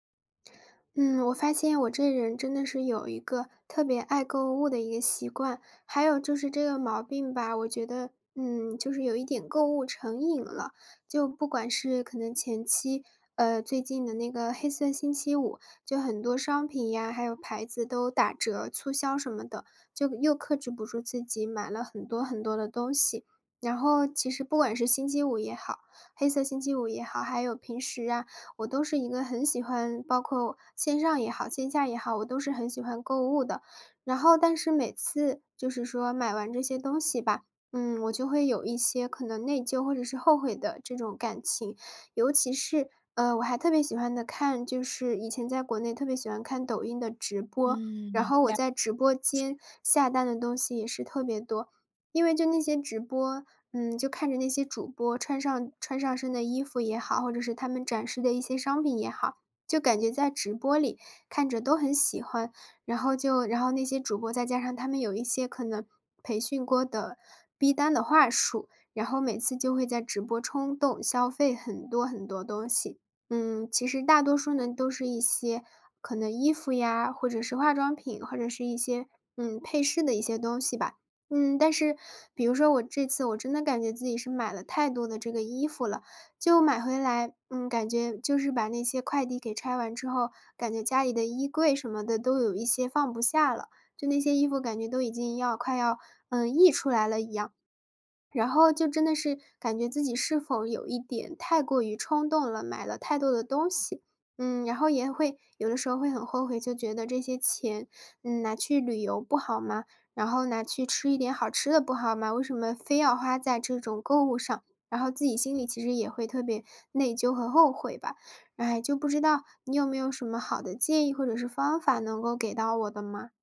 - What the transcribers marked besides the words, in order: "过" said as "锅"
- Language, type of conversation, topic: Chinese, advice, 你在冲动购物后为什么会反复感到内疚和后悔？